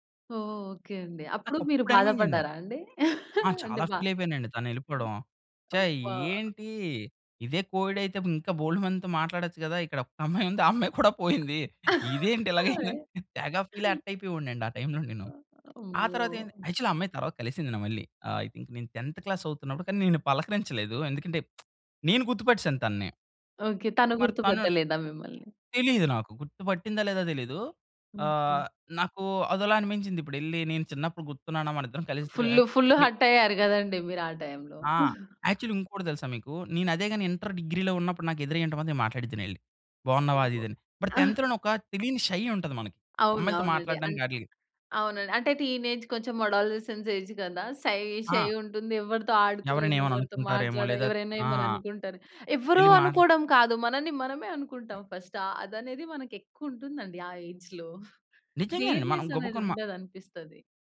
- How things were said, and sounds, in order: in English: "ఫీల్"; chuckle; in English: "కోఎడ్"; laughing while speaking: "ఒక అమ్మాయి ఉంది. ఆ అమ్మాయి … తెగ ఫీల్, హర్ట్"; laugh; in English: "ఫీల్, హర్ట్"; in English: "యాక్చువల్లీ"; in English: "ఐ థింక్"; in English: "టెంత్ క్లాస్"; lip smack; in English: "ఫుల్ హర్ట్"; in English: "యాక్చువల్లి"; chuckle; chuckle; in English: "బట్ టెంత్‌లోన"; in English: "షై"; in English: "టీనేజ్"; in English: "అడోలసెన్స్ ఏజ్"; in English: "షై, షై"; in English: "ఫస్ట్"; in English: "ఏజ్‌లో డేర్‌నెస్"; chuckle
- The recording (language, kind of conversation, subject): Telugu, podcast, మీ ఆత్మవిశ్వాసాన్ని పెంచిన అనుభవం గురించి చెప్పగలరా?